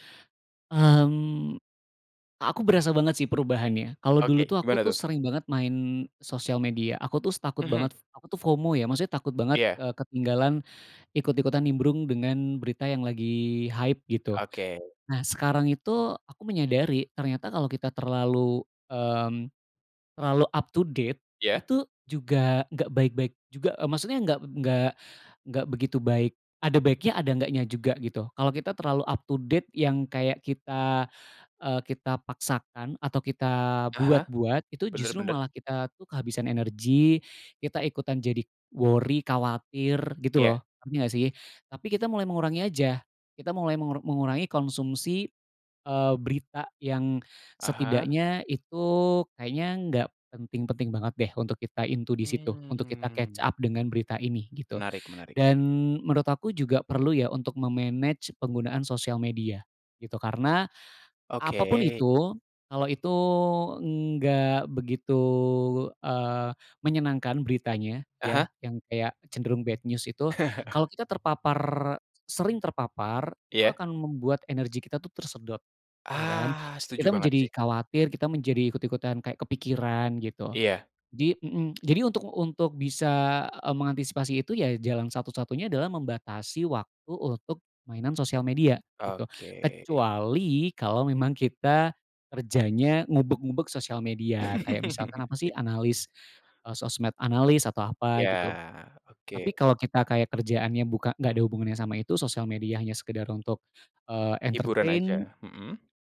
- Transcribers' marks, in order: in English: "FOMO"; in English: "hype"; in English: "up to date"; in English: "up to date"; in English: "worry"; drawn out: "Mmm"; in English: "into"; in English: "catch up"; in English: "me-manage"; in English: "bad news"; chuckle; tsk; chuckle; in English: "entertain"
- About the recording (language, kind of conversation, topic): Indonesian, podcast, Pernahkah kamu tertipu hoaks, dan bagaimana reaksimu saat menyadarinya?